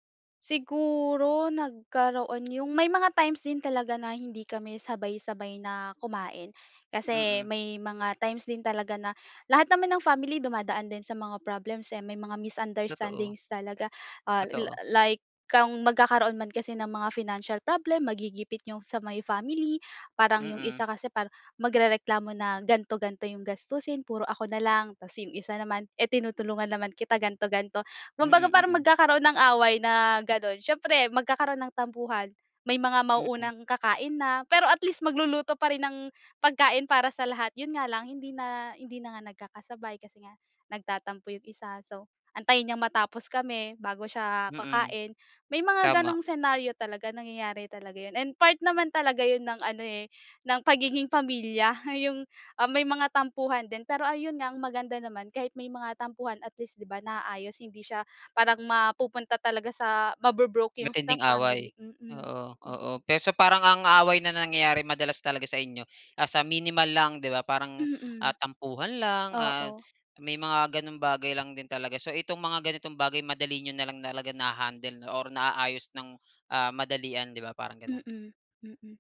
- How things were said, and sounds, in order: tapping
- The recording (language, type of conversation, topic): Filipino, podcast, Ano ang ginagawa ninyo para manatiling malapit sa isa’t isa kahit abala?